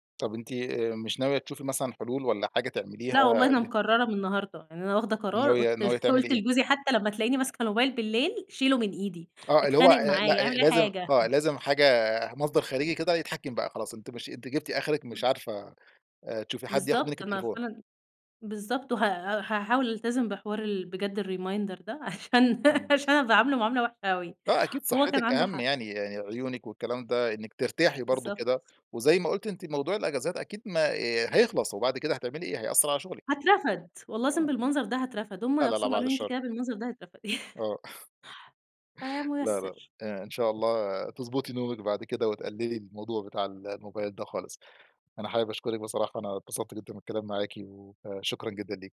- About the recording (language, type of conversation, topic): Arabic, podcast, شو تأثير الشاشات قبل النوم وإزاي نقلّل استخدامها؟
- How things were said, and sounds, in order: unintelligible speech; chuckle; laughing while speaking: "قُلْت لجوزي حتى لمّا تلاقيني … اعمل أي حاجة"; chuckle; in English: "الreminder"; laughing while speaking: "عشان عشان أنا باعامله معاملة وحشة أوي"; laugh; stressed: "هاترفد"; chuckle; other background noise